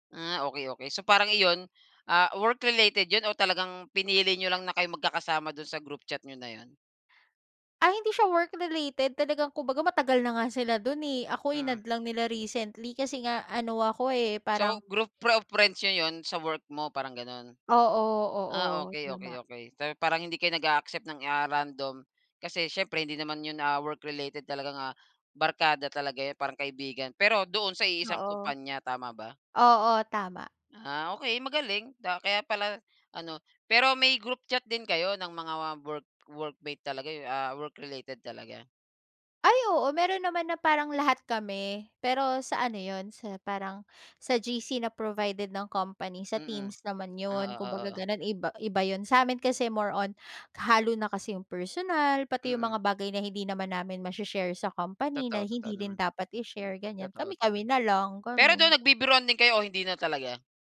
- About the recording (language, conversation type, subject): Filipino, podcast, Ano ang masasabi mo tungkol sa epekto ng mga panggrupong usapan at pakikipag-chat sa paggamit mo ng oras?
- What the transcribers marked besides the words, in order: in English: "work related"; in English: "work related"; in English: "recently"; in English: "random"; in English: "work related"; in English: "work workmate"; in English: "work related"